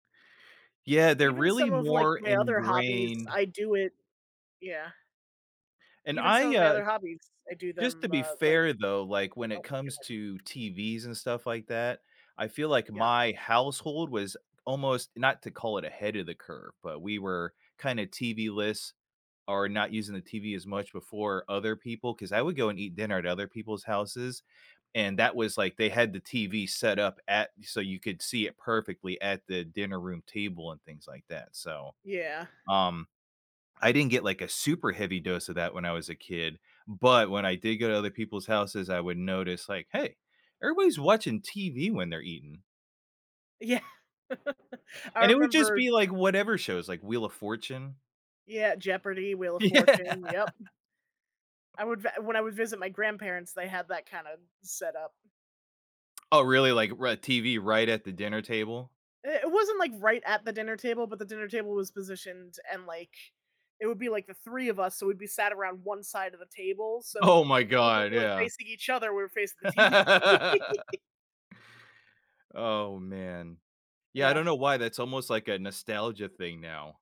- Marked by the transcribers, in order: tapping; laughing while speaking: "Yeah"; other background noise; laugh; laughing while speaking: "Yeah"; laughing while speaking: "Oh"; laugh; laughing while speaking: "TV"
- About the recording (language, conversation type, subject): English, unstructured, Which hobby would help me reliably get away from screens, and why?